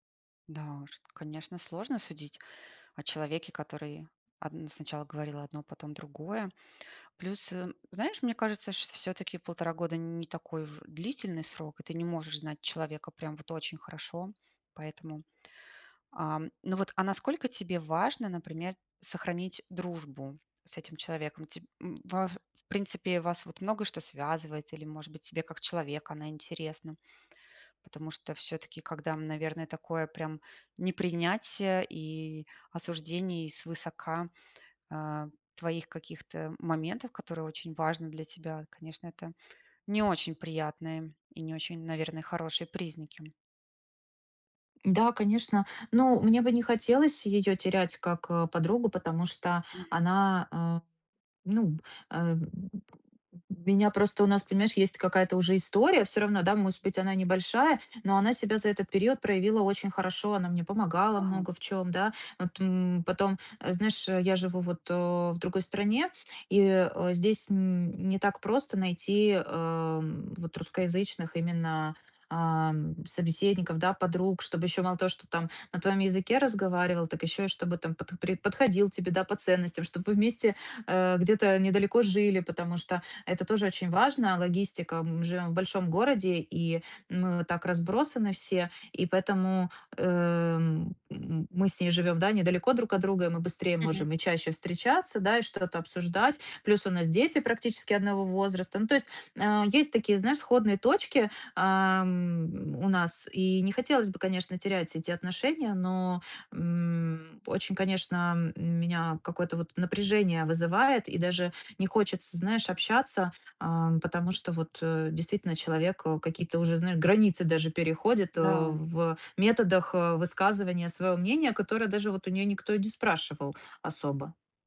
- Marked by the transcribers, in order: tapping; other noise; "может" said as "мосет"
- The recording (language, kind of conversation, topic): Russian, advice, Как обсудить с другом разногласия и сохранить взаимное уважение?